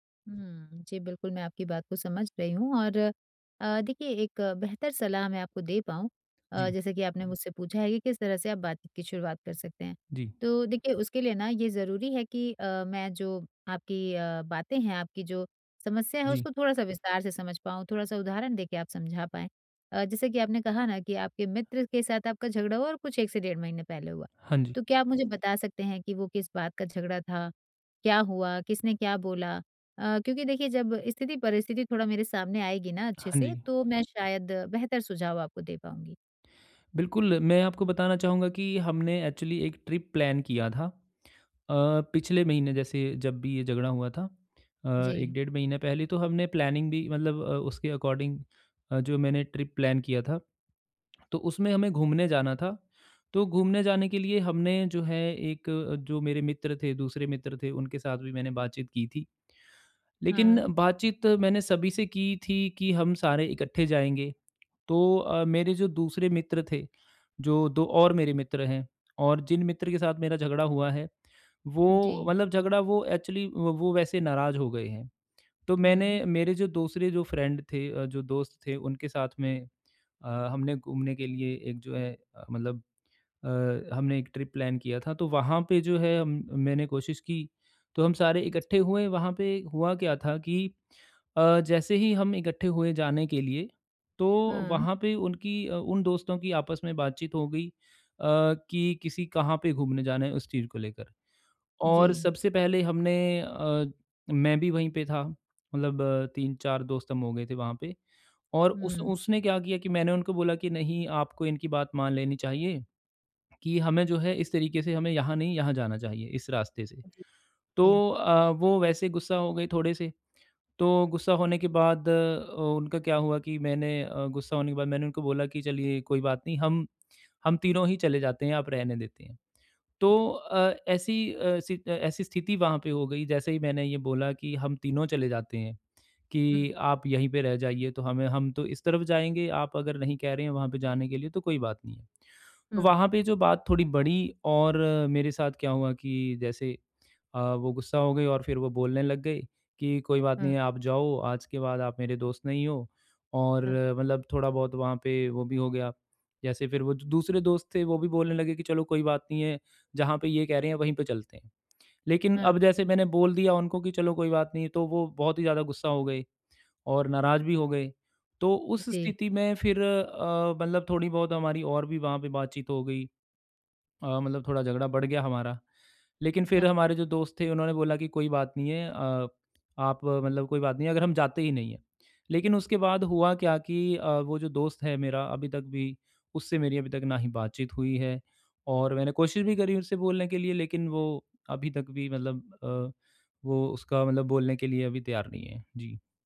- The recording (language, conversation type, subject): Hindi, advice, मित्र के साथ झगड़े को शांत तरीके से कैसे सुलझाऊँ और संवाद बेहतर करूँ?
- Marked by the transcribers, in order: tapping; in English: "एक्चुअली"; in English: "ट्रिप प्लैन"; in English: "प्लैनिंग"; in English: "अकॉर्डिंग"; in English: "ट्रिप प्लैन"; in English: "एक्चुअली"; in English: "फ्रेंड"; in English: "ट्रिप प्लैन"; other background noise